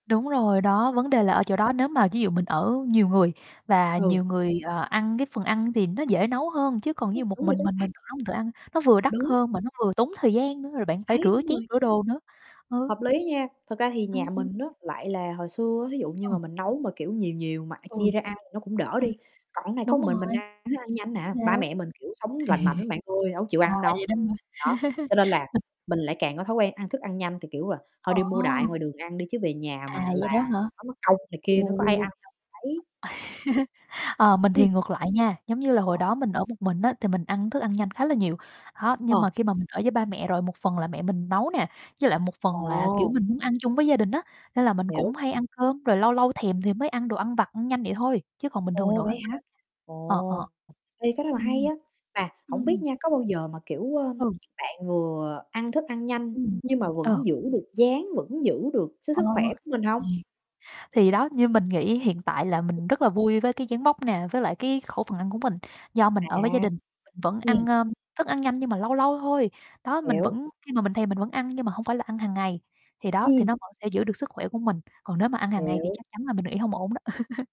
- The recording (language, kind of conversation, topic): Vietnamese, unstructured, Bạn nghĩ thức ăn nhanh ảnh hưởng đến sức khỏe như thế nào?
- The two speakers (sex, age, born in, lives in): female, 25-29, Vietnam, Vietnam; female, 30-34, Vietnam, United States
- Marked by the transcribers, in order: unintelligible speech; tapping; other background noise; distorted speech; mechanical hum; static; laugh; laugh; unintelligible speech; laugh; unintelligible speech; laugh